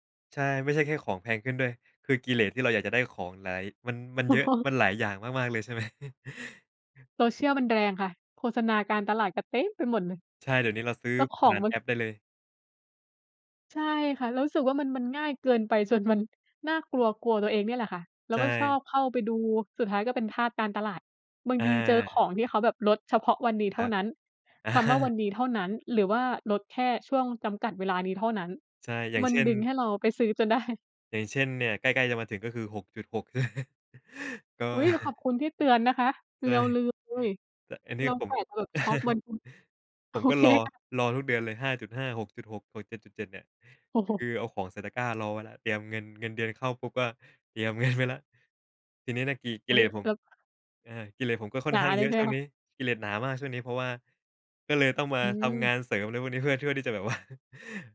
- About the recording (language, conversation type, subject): Thai, unstructured, การวางแผนการเงินช่วยให้คุณรู้สึกมั่นใจมากขึ้นไหม?
- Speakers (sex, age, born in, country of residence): female, 25-29, Thailand, Thailand; male, 25-29, Thailand, Thailand
- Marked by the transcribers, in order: laughing while speaking: "อ๋อ"; chuckle; stressed: "เต็ม"; laughing while speaking: "อา"; laughing while speaking: "ได้"; chuckle; tapping; chuckle; laughing while speaking: "โอเคค่ะ"; chuckle; laughing while speaking: "เงินไว้แล้ว"; other background noise; laughing while speaking: "ว่า"